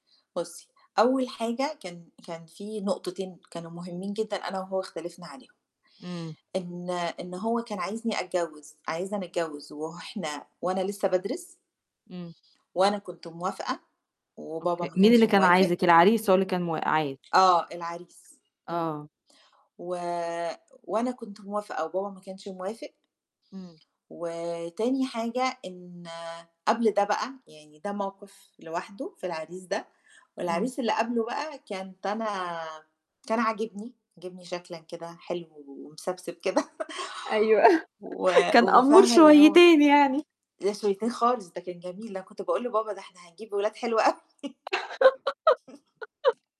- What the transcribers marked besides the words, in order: chuckle; tsk; giggle; laughing while speaking: "أوي"; other background noise; chuckle
- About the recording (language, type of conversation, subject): Arabic, podcast, إزاي توازن بين إنك تعتمد على المرشد وبين إنك تعتمد على نفسك؟